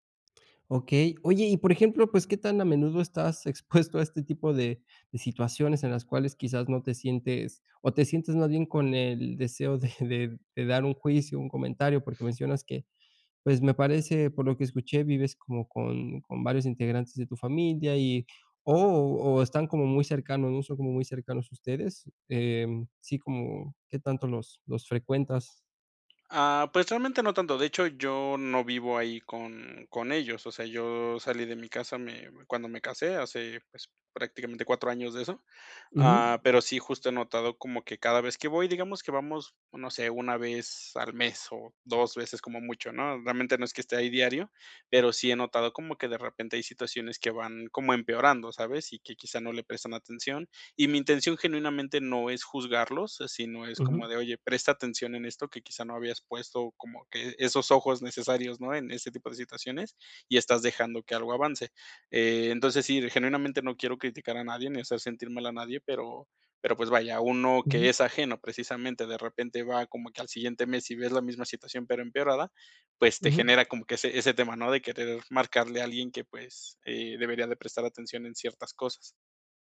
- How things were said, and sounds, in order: tapping
- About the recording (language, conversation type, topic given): Spanish, advice, ¿Cómo puedo expresar lo que pienso sin generar conflictos en reuniones familiares?